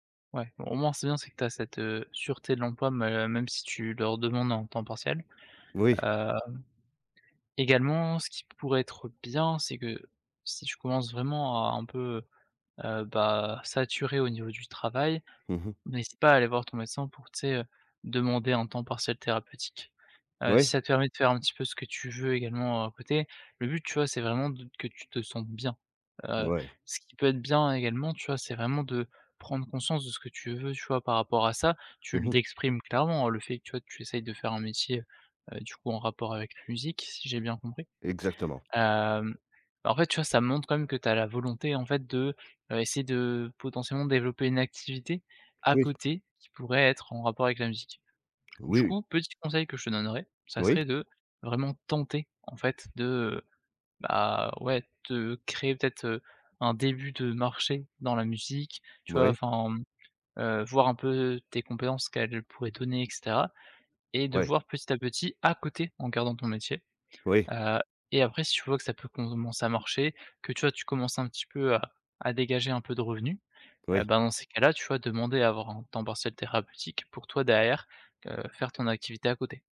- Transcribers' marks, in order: tapping; stressed: "tenter"
- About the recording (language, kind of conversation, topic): French, advice, Comment surmonter une indécision paralysante et la peur de faire le mauvais choix ?